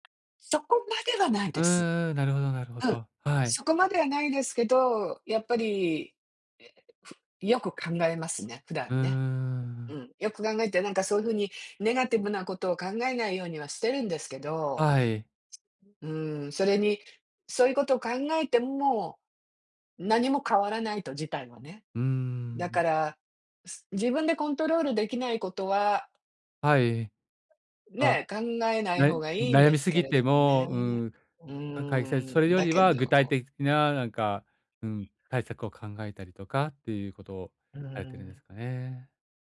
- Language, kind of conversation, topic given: Japanese, advice, 過度な心配を減らすにはどうすればよいですか？
- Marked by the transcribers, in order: tapping; other background noise